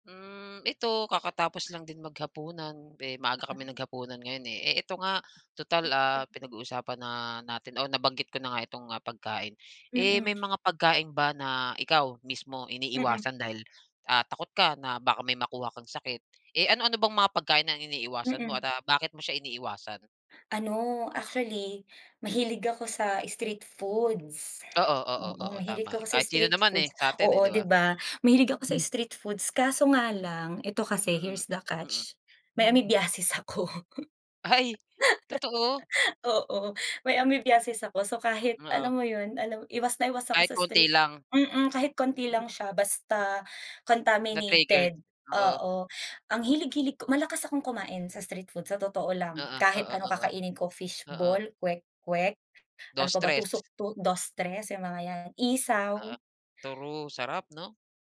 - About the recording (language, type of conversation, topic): Filipino, unstructured, May mga pagkaing iniiwasan ka ba dahil natatakot kang magkasakit?
- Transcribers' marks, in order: "Eh" said as "be"; unintelligible speech; tapping; laugh; laughing while speaking: "Oo"; laughing while speaking: "Ay!"